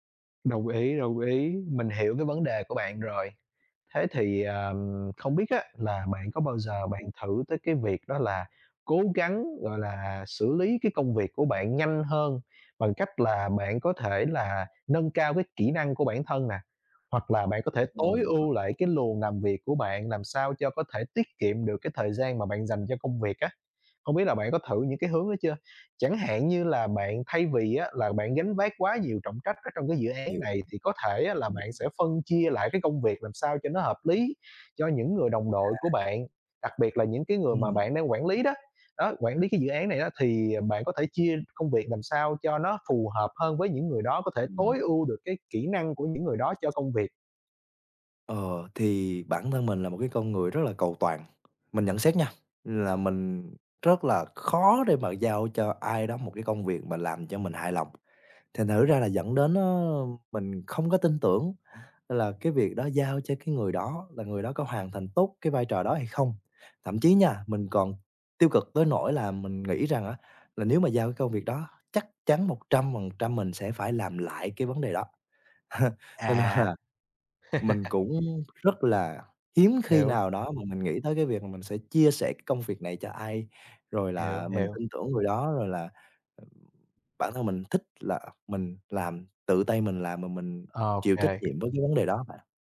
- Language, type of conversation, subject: Vietnamese, advice, Làm sao duy trì tập luyện đều đặn khi lịch làm việc quá bận?
- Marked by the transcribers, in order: other background noise; unintelligible speech; tapping; chuckle; laughing while speaking: "nên là"; laugh